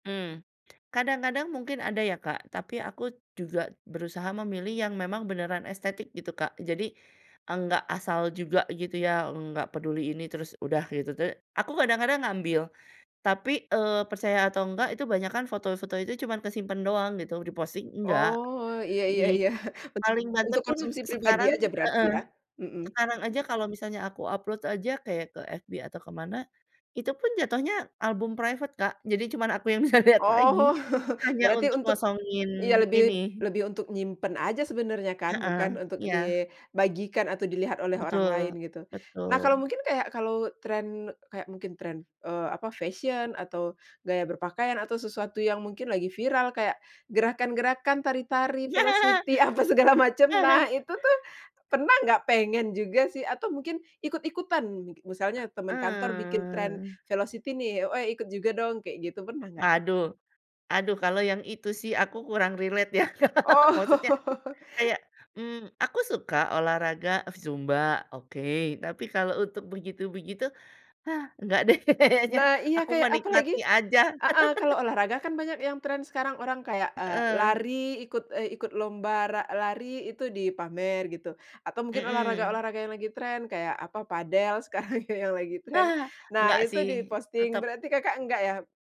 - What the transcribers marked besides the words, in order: other background noise; chuckle; other noise; in English: "private"; laughing while speaking: "Oh"; chuckle; laughing while speaking: "bisa lihat"; in English: "velocity"; laughing while speaking: "apa segala macam"; laugh; chuckle; in English: "velocity"; in English: "relate"; laughing while speaking: "ya Kak"; laugh; laughing while speaking: "deh kayaknya"; laugh; laughing while speaking: "sekarang"
- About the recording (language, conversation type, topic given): Indonesian, podcast, Bagaimana kamu tetap otentik di tengah tren?